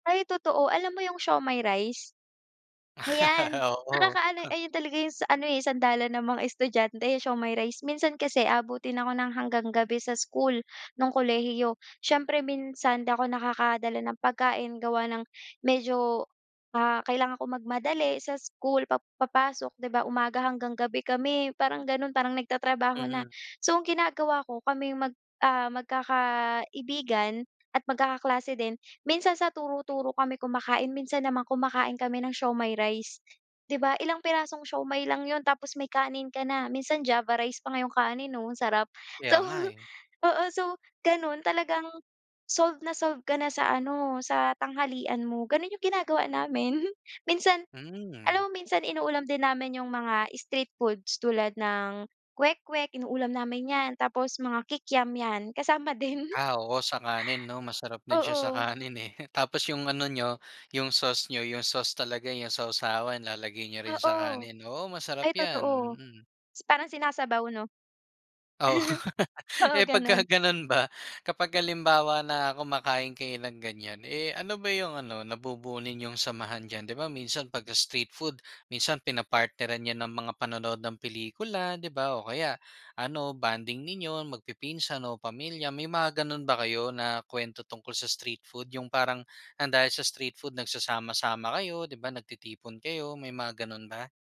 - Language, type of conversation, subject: Filipino, podcast, Ano ang karanasan mo sa pagtikim ng pagkain sa turo-turo o sa kanto?
- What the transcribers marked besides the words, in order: laugh; laughing while speaking: "So"; laughing while speaking: "namin"; laughing while speaking: "din"; laughing while speaking: "kanin, eh"; other background noise; chuckle; laughing while speaking: "Oo"; laughing while speaking: "Oo"; laugh